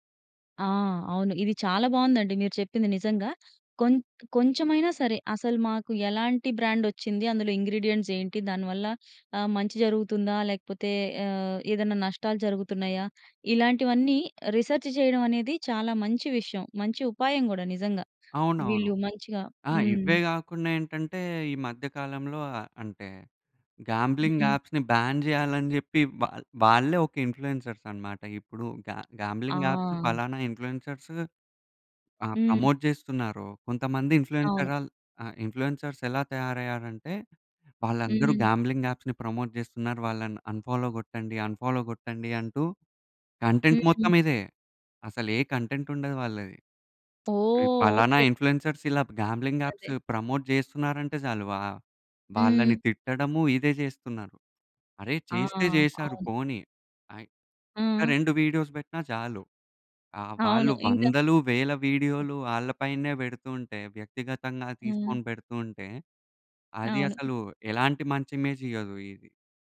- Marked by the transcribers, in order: in English: "ఇంగ్రీడియెంట్స్"; in English: "రిసర్చ్"; in English: "గాంబ్లింగ్ యాప్స్‌ని బ్యాన్"; in English: "ఇన్‌ఫ్లుయెన్సర్స్"; in English: "గా గాంబ్లింగ్ యాప్స్"; in English: "ఇన్‌ఫ్లుయెన్సర్స్"; in English: "ప్రమోట్"; in English: "ఇన్‌ఫ్లుయెన్సరాల్"; in English: "ఇన్‌ఫ్లూయెన్సర్స్"; in English: "గాంబ్లింగ్ యాప్స్‌ని ప్రమోట్"; in English: "అన్‌ఫాలో"; in English: "అన్‌ఫాలో"; in English: "కంటెంట్"; in English: "కంటెంట్"; tapping; in English: "ఇన్‌ఫ్లుయెన్సర్స్"; in English: "గాంబ్లింగ్ యాప్స్ ప్రమోట్"; in English: "వీడియోస్"; other background noise; in English: "ఇమేజ్"
- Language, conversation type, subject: Telugu, podcast, ఇన్ఫ్లుయెన్సర్లు ప్రేక్షకుల జీవితాలను ఎలా ప్రభావితం చేస్తారు?